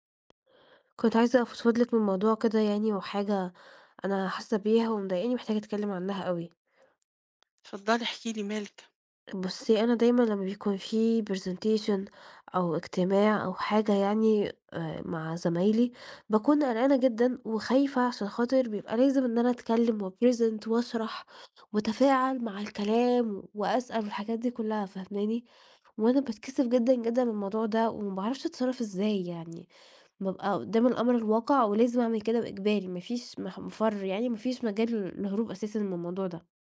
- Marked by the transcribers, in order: tapping; in English: "presentation"; in English: "وأpresent"
- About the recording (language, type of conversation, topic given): Arabic, advice, إزاي أتغلب على خوفي من الكلام قدّام الناس في الشغل أو في الاجتماعات؟